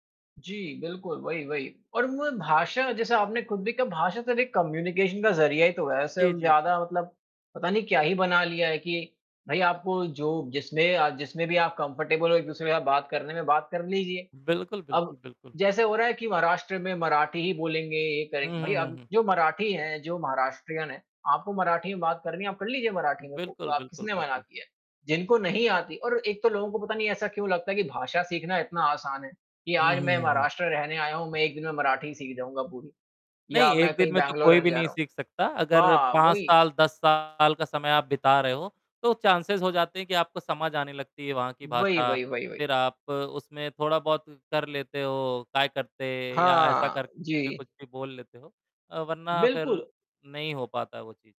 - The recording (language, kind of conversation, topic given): Hindi, unstructured, क्या आपको लगता है कि युवाओं को राजनीति में सक्रिय होना चाहिए?
- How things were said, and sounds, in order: static; in English: "कम्युनिकेशन"; in English: "कम्फर्टेबल"; in English: "महाराष्ट्रियन"; other background noise; distorted speech; in English: "चांसेस"